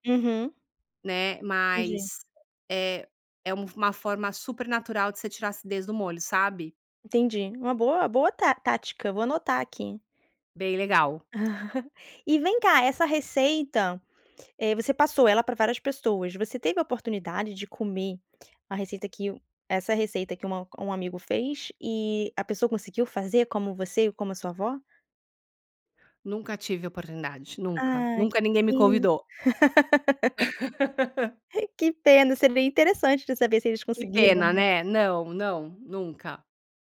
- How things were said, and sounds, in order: laugh; laugh
- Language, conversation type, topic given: Portuguese, podcast, Que prato dos seus avós você ainda prepara?